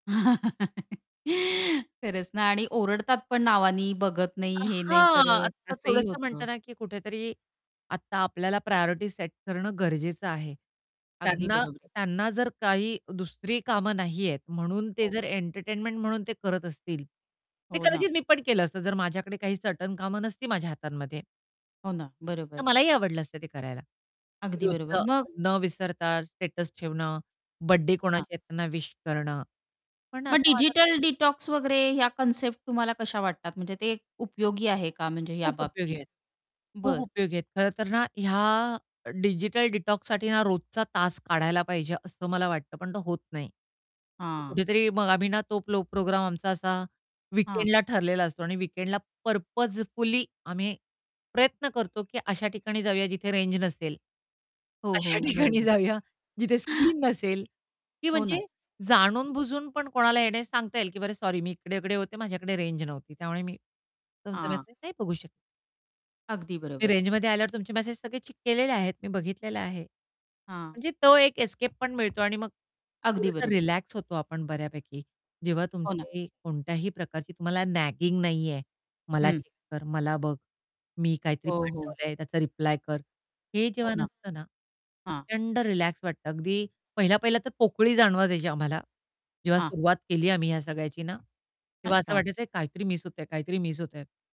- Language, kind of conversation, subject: Marathi, podcast, नोटिफिकेशन्समुळे लक्ष विचलित होतं का?
- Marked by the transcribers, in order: laugh; static; distorted speech; in English: "प्रायोरिटी"; in English: "स्टेटस"; in English: "डिजिटल डिटॉक्स"; in English: "डिजिटल डिटॉक्ससाठी"; in English: "वीकेंडला"; in English: "वीकेंडला पर्पजफुली"; laughing while speaking: "अशा ठिकाणी जाऊया"; tapping; in English: "चेक"; in English: "एस्केप"; other background noise; in English: "नॅगिंग"